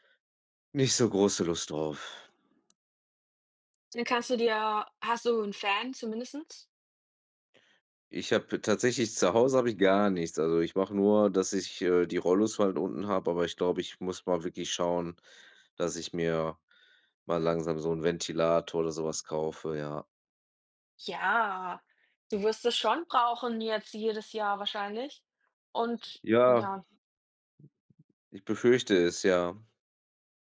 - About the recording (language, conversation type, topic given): German, unstructured, Wie reagierst du, wenn dein Partner nicht ehrlich ist?
- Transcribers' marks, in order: in English: "Fan"; "zumindest" said as "zumindestens"